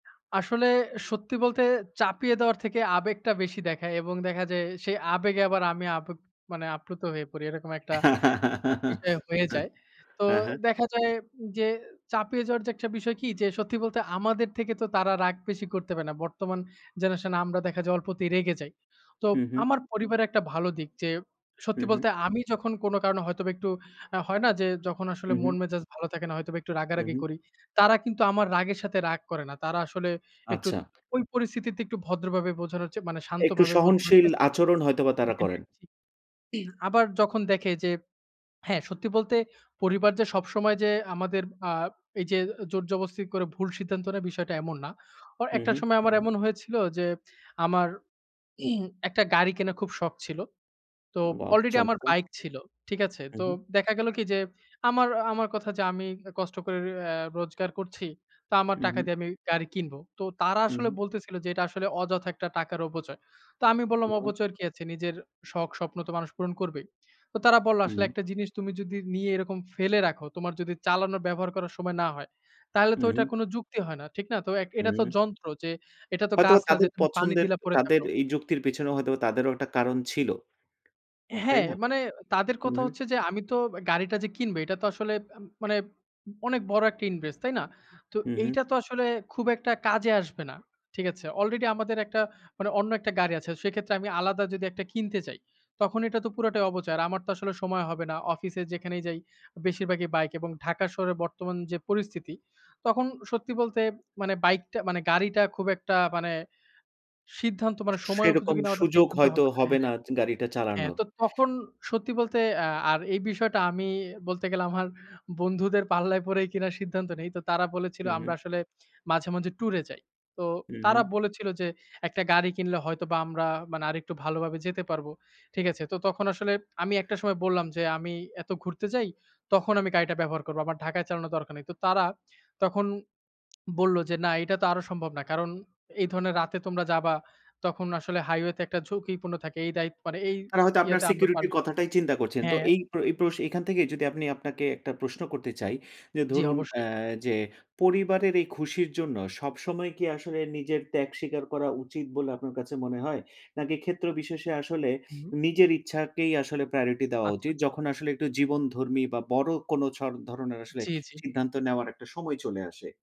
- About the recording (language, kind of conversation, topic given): Bengali, podcast, পরিবারের খুশি কি নিজের খুশি—আপনি কীভাবে সমন্বয় করেন?
- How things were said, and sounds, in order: laugh; throat clearing; throat clearing; other background noise